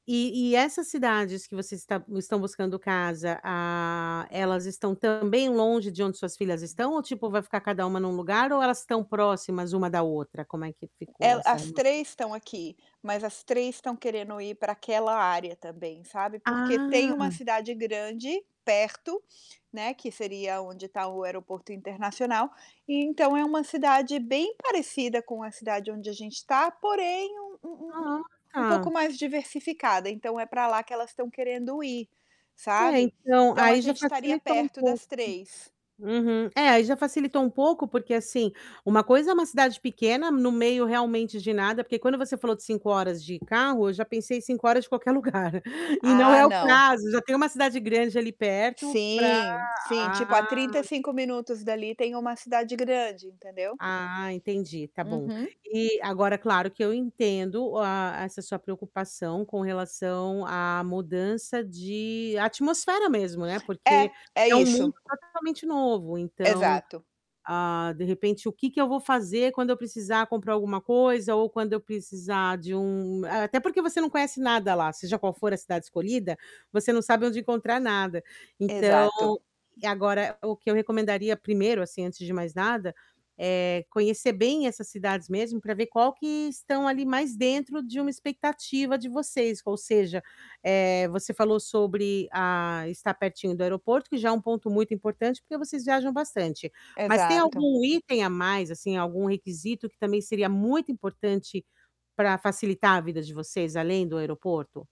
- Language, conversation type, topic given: Portuguese, advice, Como posso saber se devo confiar na minha própria decisão em uma escolha importante agora?
- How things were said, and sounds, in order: distorted speech; other background noise; tapping; unintelligible speech; laughing while speaking: "qualquer lugar e não é o caso"